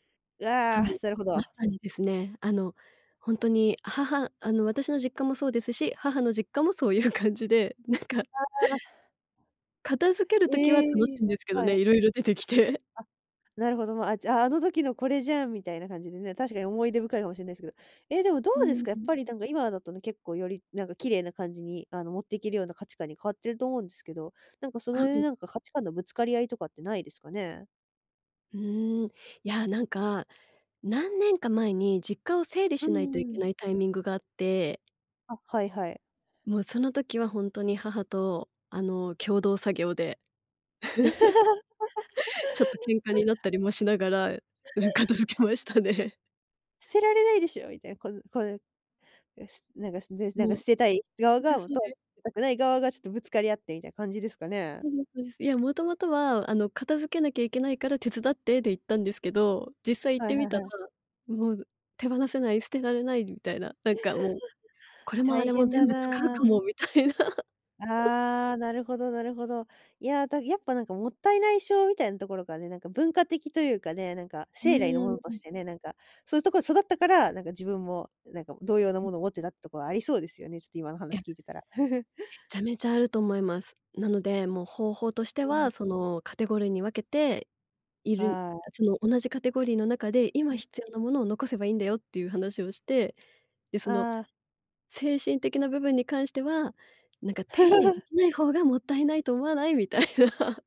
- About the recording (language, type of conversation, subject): Japanese, podcast, 物を減らすとき、どんな基準で手放すかを決めていますか？
- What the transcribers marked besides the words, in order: laughing while speaking: "そういう感じで、なんか"; chuckle; laugh; laughing while speaking: "うん、片付けましたね"; laugh; chuckle; laughing while speaking: "みたいな"; chuckle; chuckle; scoff; laughing while speaking: "みたいな"; chuckle